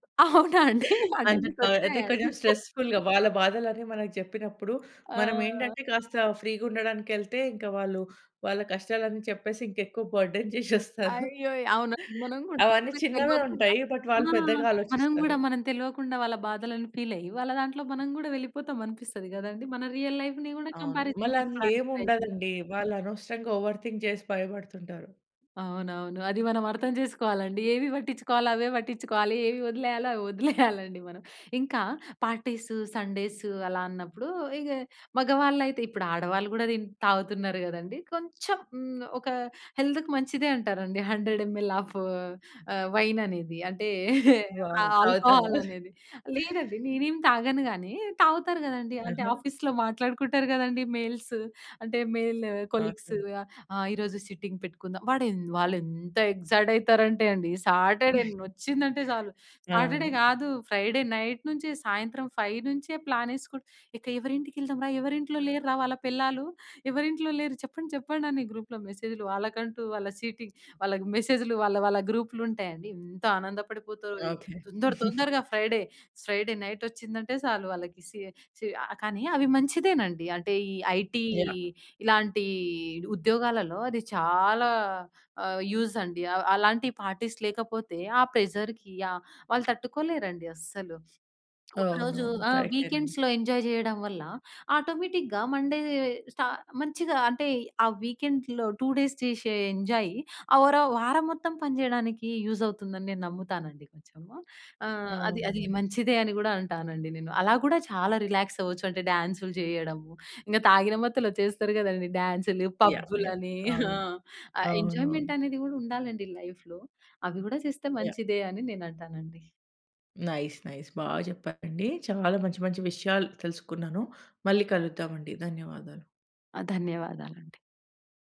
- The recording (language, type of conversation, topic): Telugu, podcast, పని తరువాత సరిగ్గా రిలాక్స్ కావడానికి మీరు ఏమి చేస్తారు?
- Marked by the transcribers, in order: laughing while speaking: "అవునా అండి! అంటే మీకు ఒచ్చాయ అండి?"; in English: "స్ట్రెస్ ఫుల్‌గ"; in English: "ఫ్రీ‌గా"; in English: "బర్డెన్"; chuckle; in English: "బట్"; in English: "ఫీల్"; in English: "రియల్ లైఫ్‌ని"; in English: "కంపారిజన్"; in English: "ఓవర్ థింక్"; chuckle; in English: "పార్టీస్, సండేస్"; in English: "హెల్త్‌కి"; in English: "హండ్రెడ్ ఎంఎల్ ఆఫ్"; in English: "వైన్"; chuckle; in English: "ఆల్కహాల్"; in English: "వావ్!"; chuckle; in English: "ఆఫీస్‌లో"; in English: "మెయిల్స్"; in English: "మెల్ కొలీగ్స్"; in English: "సిట్టింగ్"; tapping; in English: "ఎక్సైట్"; in English: "సాటర్ డే"; chuckle; in English: "సాటర్ డే"; in English: "ఫ్రైడే నైట్"; in English: "ఫైవ్"; in English: "ప్లాన్"; other background noise; in English: "గ్రూప్‌లో"; in English: "సీటింగ్"; giggle; in English: "ఫ్రైడే, ఫ్రైడే నైట్"; in English: "ఐటీ"; in English: "యూజ్"; in English: "పార్టీస్"; in English: "ప్రెజర్‌కి"; sniff; in English: "వీకెండ్స్‌లో ఎంజాయ్"; in English: "ఆటోమేటిక్‌గా మండే"; in English: "వీకెండ్‌లో టూ డేస్"; in English: "ఎంజాయ్"; in English: "యూజ్"; in English: "రిలాక్స్"; in English: "పబ్బులని"; chuckle; in English: "ఎంజాయ్మెంట్"; in English: "లైఫ్‌లో"; in English: "నైస్ నైస్"